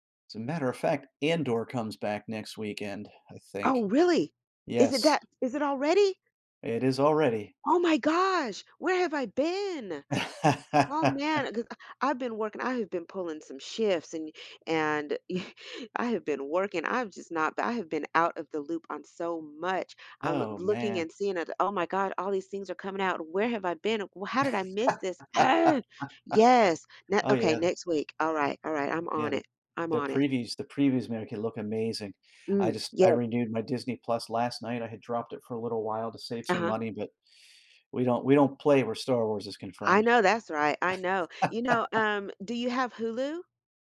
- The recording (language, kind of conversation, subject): English, unstructured, How would you spend a week with unlimited parks and museums access?
- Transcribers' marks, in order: anticipating: "Is it that is it already?"; laugh; chuckle; laugh; tapping; grunt; laugh